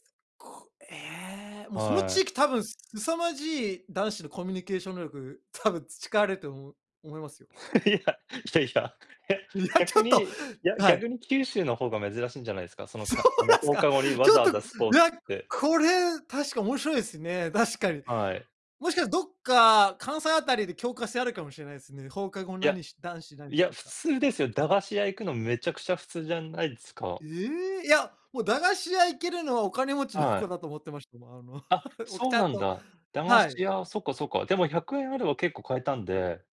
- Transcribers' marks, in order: laughing while speaking: "多分"; laughing while speaking: "いや、いや いや"; laughing while speaking: "そうなんすか？"; laughing while speaking: "子だと思って"; laughing while speaking: "あのぼく"
- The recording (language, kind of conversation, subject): Japanese, unstructured, 子どもの頃、いちばん楽しかった思い出は何ですか？